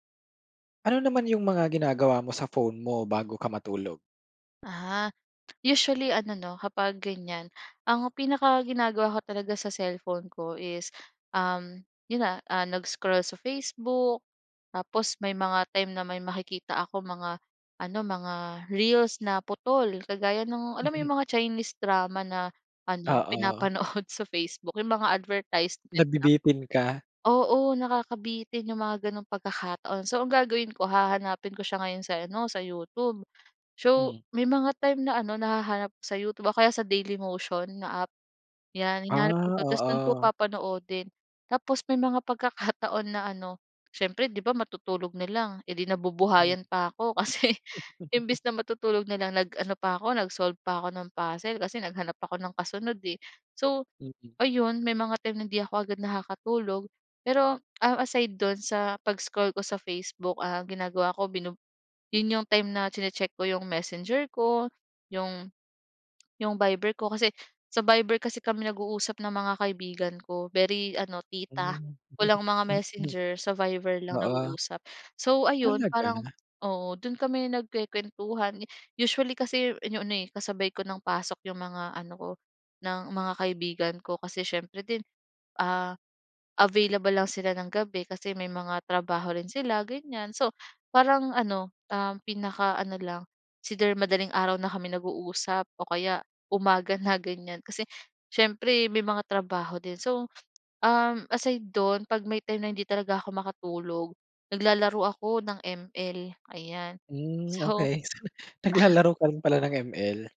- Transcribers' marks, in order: other noise; tapping; other background noise; laughing while speaking: "pinapanood"; laughing while speaking: "pagkakataon"; laughing while speaking: "kasi"; chuckle; laugh
- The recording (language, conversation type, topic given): Filipino, podcast, Ano ang karaniwan mong ginagawa sa telepono mo bago ka matulog?